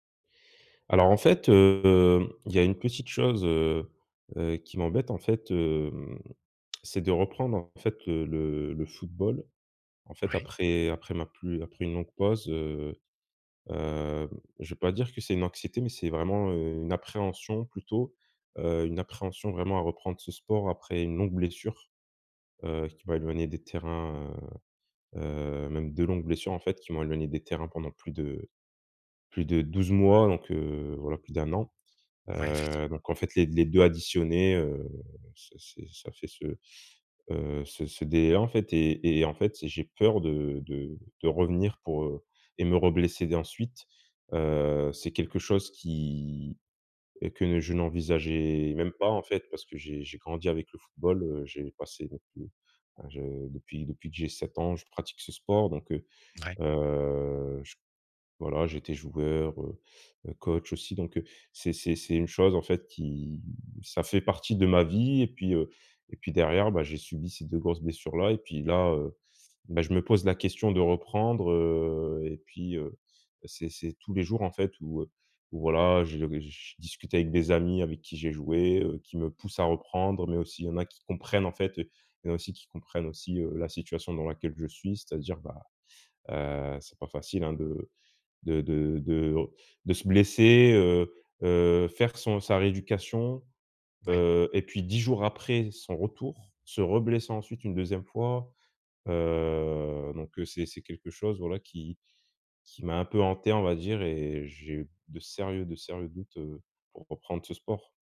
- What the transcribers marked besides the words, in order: tsk
- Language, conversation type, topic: French, advice, Comment gérer mon anxiété à l’idée de reprendre le sport après une longue pause ?